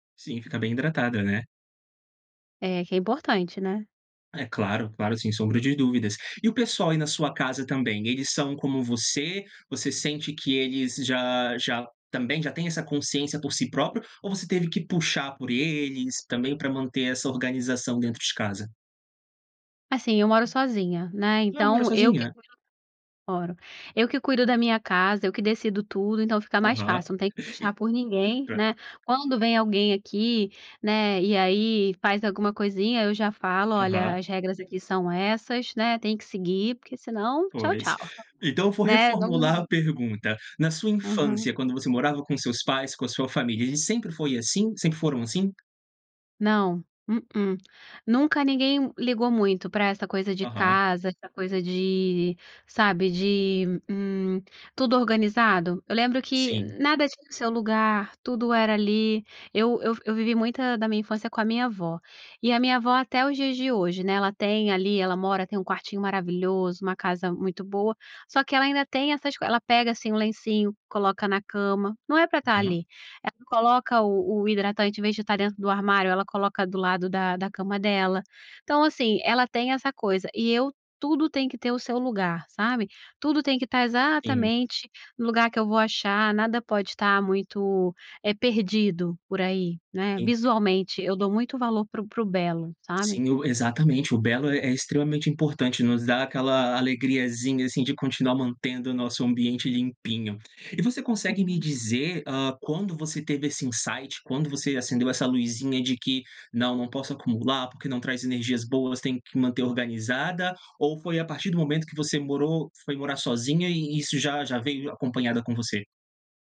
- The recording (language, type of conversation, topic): Portuguese, podcast, Como você evita acumular coisas desnecessárias em casa?
- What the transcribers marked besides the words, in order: unintelligible speech; unintelligible speech